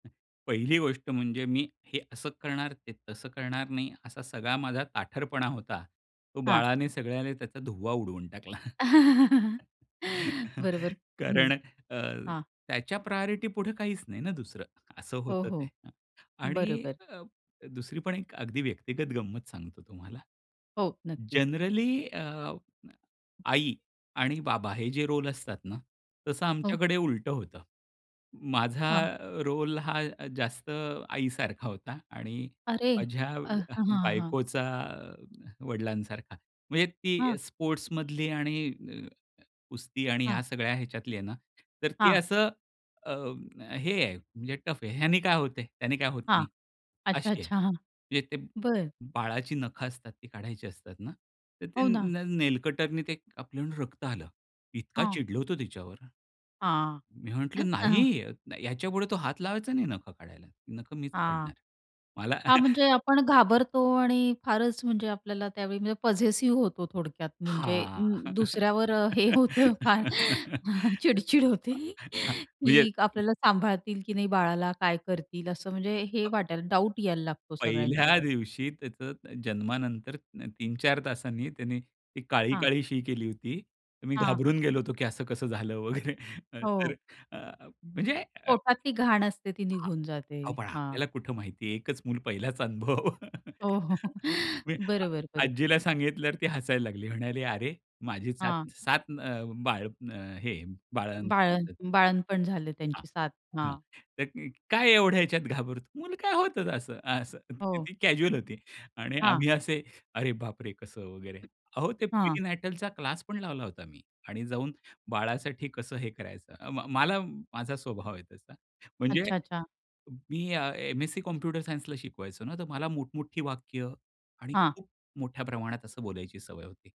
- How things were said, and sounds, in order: chuckle; laughing while speaking: "बरोबर"; laugh; in English: "प्रायोरिटी"; other background noise; tapping; laughing while speaking: "मला"; in English: "पझेसिव्ह"; laughing while speaking: "हां. म्हणजे"; laughing while speaking: "हे होतं फार. चिडचिड होते"; laughing while speaking: "की असं कसं झालं वगैरे"; laughing while speaking: "पहिलाच अनुभव"; laughing while speaking: "हो, हो. बरोबर बरोबर"; in English: "कॅज्युअल"
- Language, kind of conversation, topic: Marathi, podcast, पालक झाल्यानंतर तुमचं जीवन कसं बदललं?